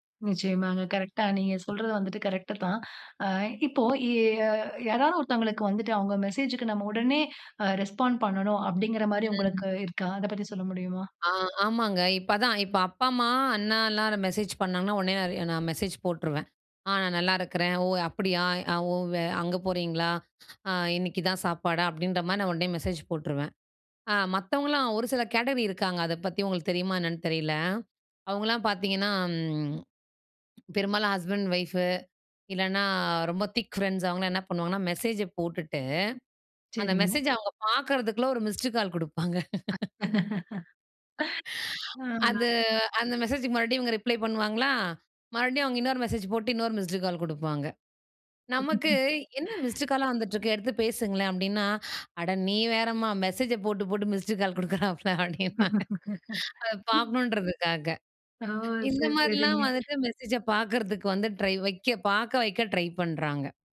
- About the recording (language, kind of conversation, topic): Tamil, podcast, மொபைலில் வரும் செய்திகளுக்கு பதில் அளிக்க வேண்டிய நேரத்தை நீங்கள் எப்படித் தீர்மானிக்கிறீர்கள்?
- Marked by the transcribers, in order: other background noise; in English: "ரெஸ்பாண்ட்"; in English: "கேட்டகரி"; chuckle; laughing while speaking: "ஆ"; in English: "ரிப்ளை"; laugh; laugh; laughing while speaking: "கால் குடுக்குறாப்பள அப்படின்பாங்க. அத பாக்கணும்ன்றதுக்காக"; laughing while speaking: "ஓ! சரி, சரிங்க"